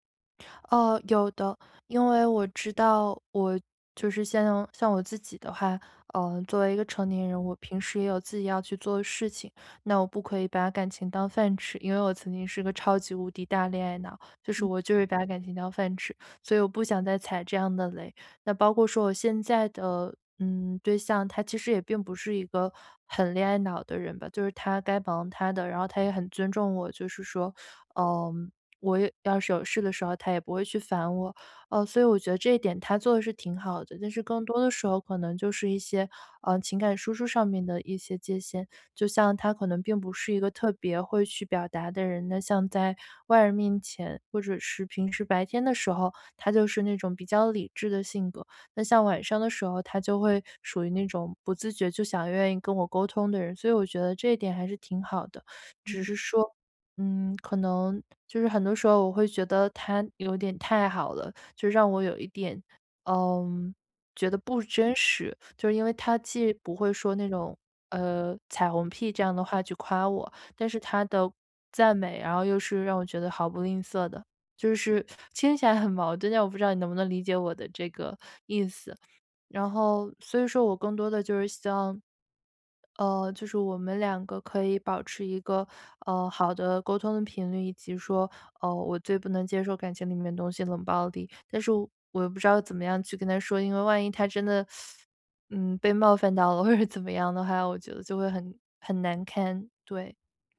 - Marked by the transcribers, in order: teeth sucking; teeth sucking; laughing while speaking: "或者"
- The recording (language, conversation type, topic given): Chinese, advice, 我该如何在新关系中设立情感界限？